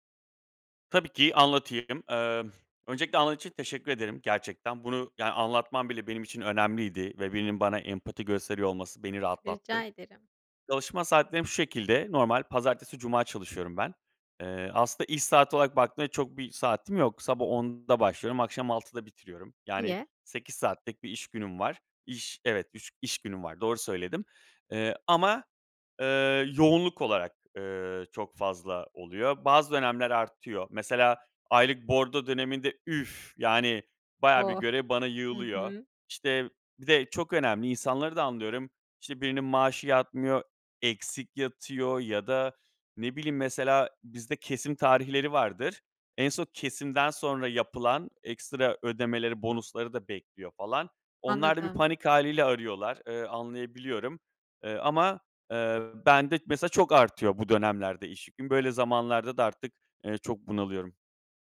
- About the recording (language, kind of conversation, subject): Turkish, advice, İş yüküm arttığında nasıl sınır koyabilir ve gerektiğinde bazı işlerden nasıl geri çekilebilirim?
- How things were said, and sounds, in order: unintelligible speech